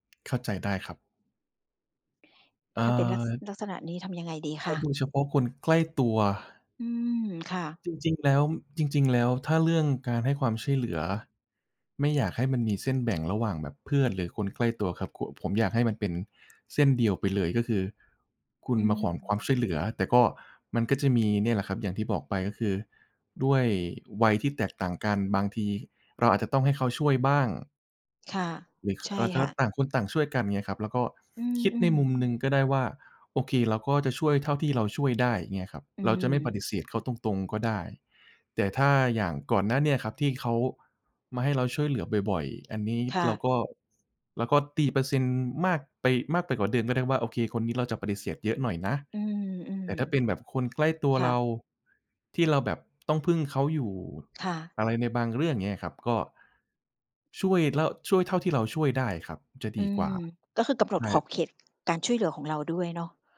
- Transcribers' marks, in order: tapping
- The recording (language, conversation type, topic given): Thai, advice, คุณรู้สึกอย่างไรเมื่อปฏิเสธคำขอให้ช่วยเหลือจากคนที่ต้องการไม่ได้จนทำให้คุณเครียด?